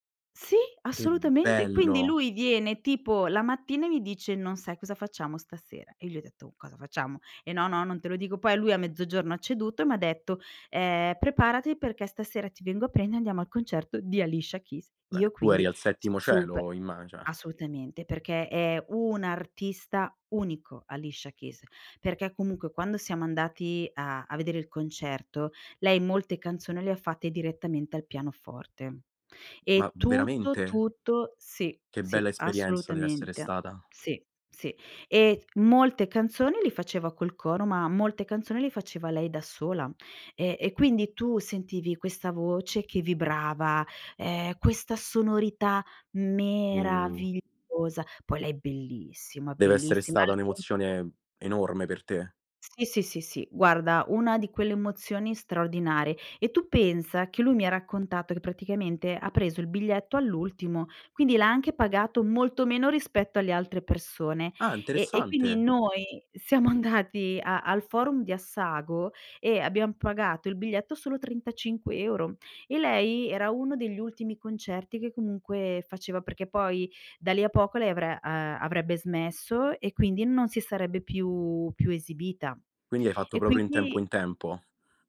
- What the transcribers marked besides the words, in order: stressed: "Che bello"; tapping; surprised: "Ma veramente?"; surprised: "Oh"; stressed: "meravigliosa"; background speech; laughing while speaking: "andati"; other background noise
- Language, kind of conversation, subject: Italian, podcast, Qual è il concerto che ti ha segnato di più?
- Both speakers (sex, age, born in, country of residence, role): female, 45-49, Italy, Italy, guest; male, 25-29, Italy, Italy, host